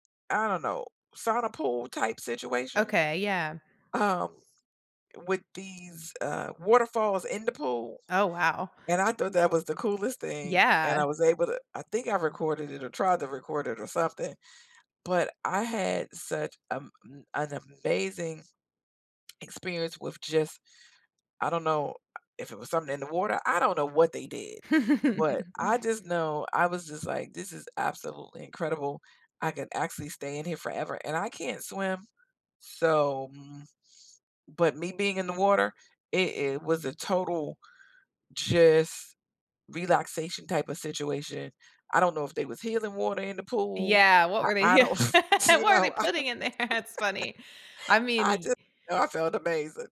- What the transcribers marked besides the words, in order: chuckle; tapping; laughing while speaking: "he"; laugh; laughing while speaking: "there?"; chuckle; laughing while speaking: "you know?"; laugh
- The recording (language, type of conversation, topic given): English, unstructured, What is your favorite place you have ever traveled to?
- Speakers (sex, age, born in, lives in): female, 40-44, United States, United States; female, 55-59, United States, United States